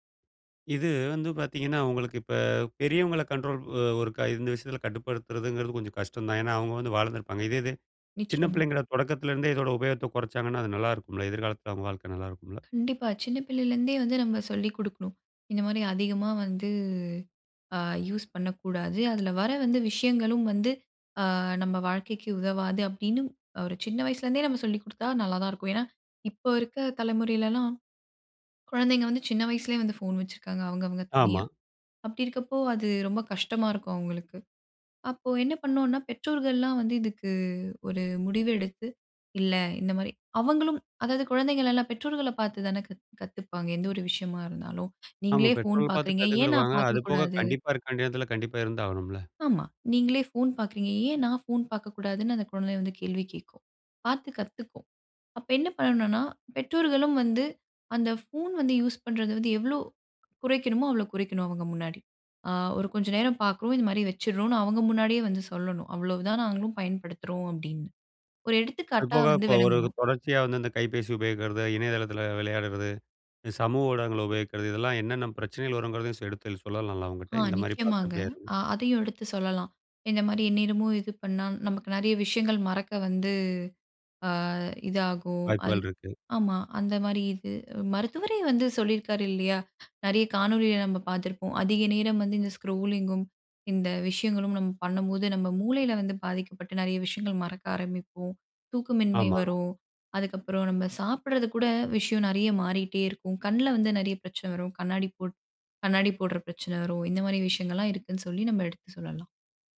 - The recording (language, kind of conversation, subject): Tamil, podcast, தொலைபேசி மற்றும் சமூக ஊடக பயன்பாட்டைக் கட்டுப்படுத்த நீங்கள் என்னென்ன வழிகள் பின்பற்றுகிறீர்கள்?
- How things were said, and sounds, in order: "வளந்திருப்பாங்க" said as "வாளந்திருப்பாங்க"; other background noise; drawn out: "வந்து"; in English: "ஸ்க்ரூலிங்"